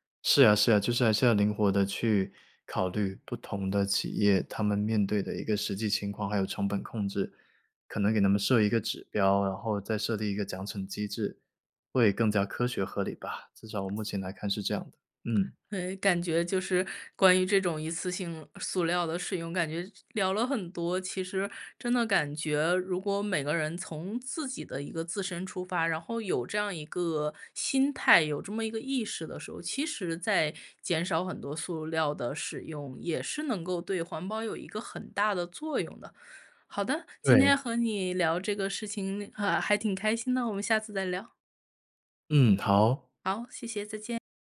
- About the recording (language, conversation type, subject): Chinese, podcast, 你会怎么减少一次性塑料的使用？
- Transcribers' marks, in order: other background noise; lip smack